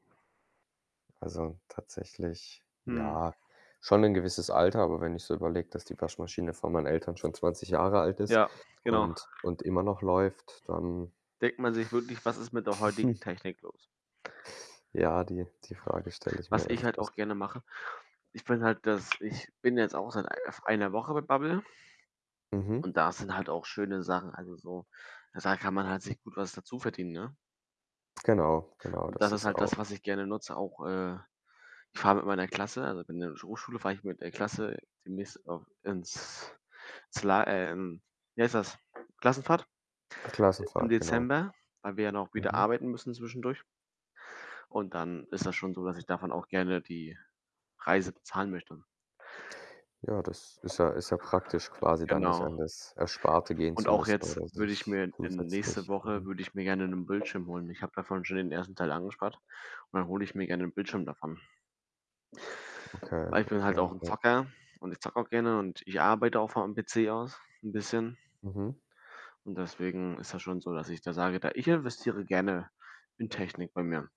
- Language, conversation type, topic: German, unstructured, Wie gehst du mit deinem monatlichen Budget um?
- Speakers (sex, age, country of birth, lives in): male, 18-19, Germany, Germany; male, 25-29, Germany, Germany
- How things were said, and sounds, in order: static; other background noise; chuckle; distorted speech